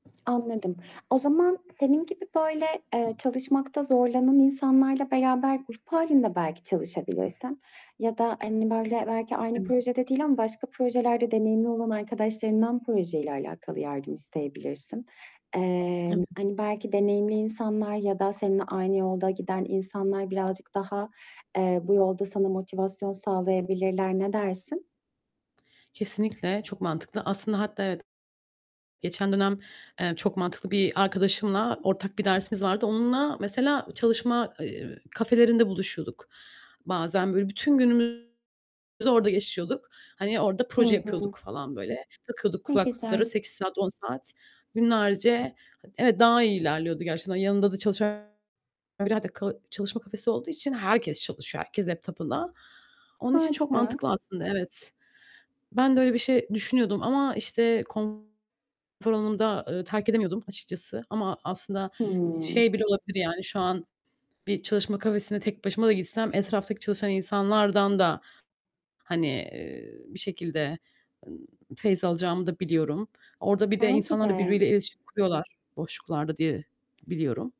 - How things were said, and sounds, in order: tapping; other background noise; unintelligible speech; distorted speech; static; unintelligible speech
- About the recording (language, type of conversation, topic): Turkish, advice, Projede bitmeyen kararsızlık ve seçim yapamama sorununu nasıl aşabilirim?